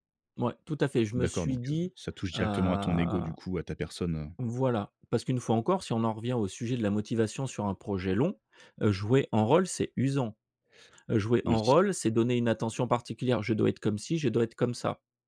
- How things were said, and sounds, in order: none
- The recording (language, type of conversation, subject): French, podcast, Comment gardes-tu la motivation sur un projet de longue durée ?